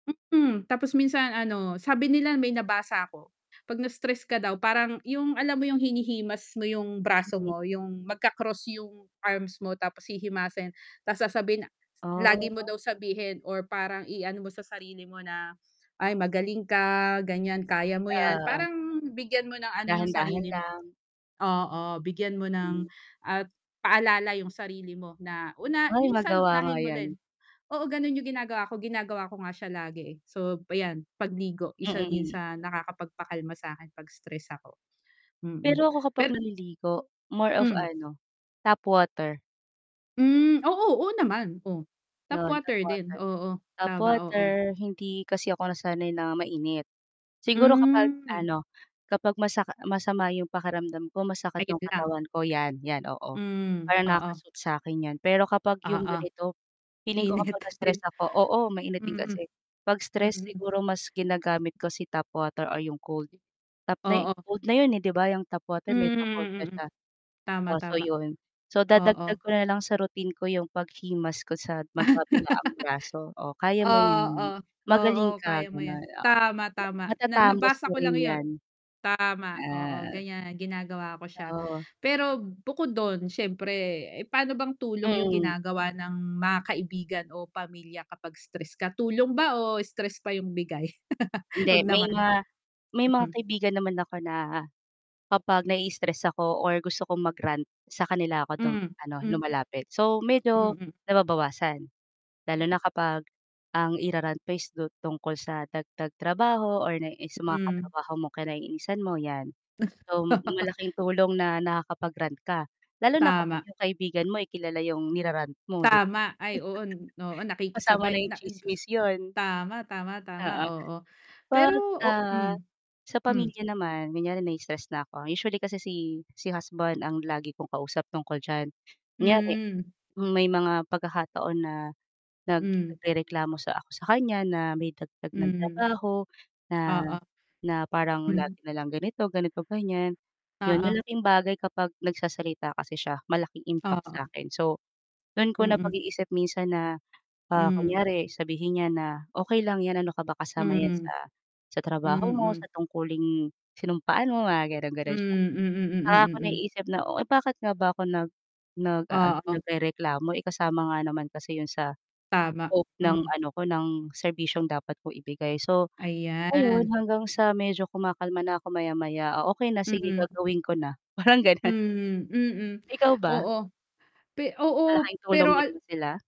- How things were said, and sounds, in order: distorted speech; other background noise; static; "rin" said as "lin"; tapping; laughing while speaking: "Init na din"; unintelligible speech; laugh; laugh; laugh; chuckle; laughing while speaking: "parang gano'n"
- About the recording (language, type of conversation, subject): Filipino, unstructured, Paano mo hinaharap ang stress sa araw-araw?